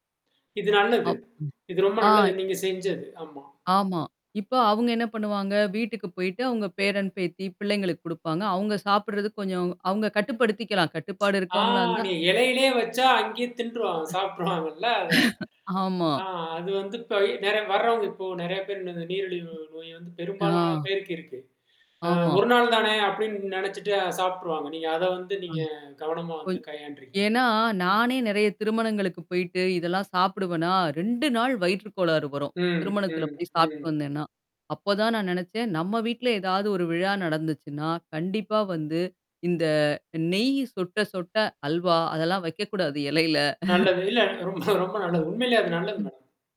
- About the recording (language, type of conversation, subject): Tamil, podcast, எளிமை மனதைக் குளிர்விக்குமா, இல்லையா மனிதர்களை உங்களிடமிருந்து விலகச் செய்யுமா என்பதை விரிவாகச் சொல்ல முடியுமா?
- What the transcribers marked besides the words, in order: static; tsk; chuckle; other background noise; unintelligible speech; chuckle; laughing while speaking: "இல்ல ரொம்ப நல்லது"